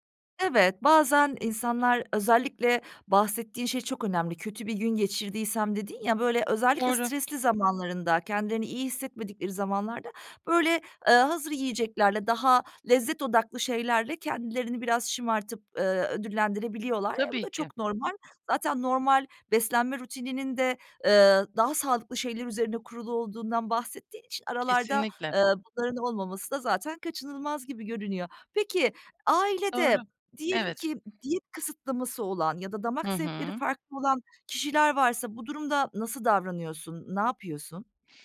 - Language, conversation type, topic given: Turkish, podcast, Haftalık yemek planını nasıl hazırlıyorsun?
- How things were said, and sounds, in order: other background noise